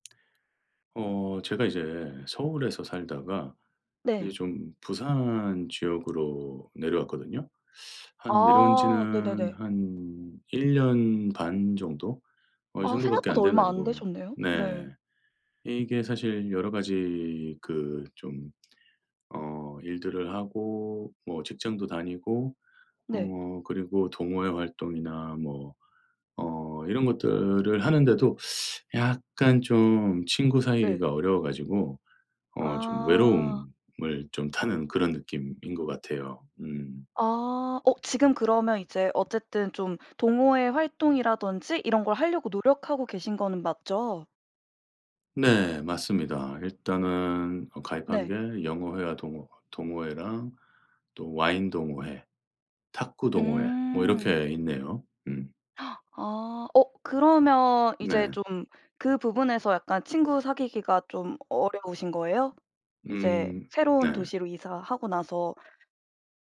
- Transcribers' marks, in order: tapping; teeth sucking; teeth sucking; gasp
- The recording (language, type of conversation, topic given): Korean, advice, 새로운 도시로 이사한 뒤 친구를 사귀기 어려운데, 어떻게 하면 좋을까요?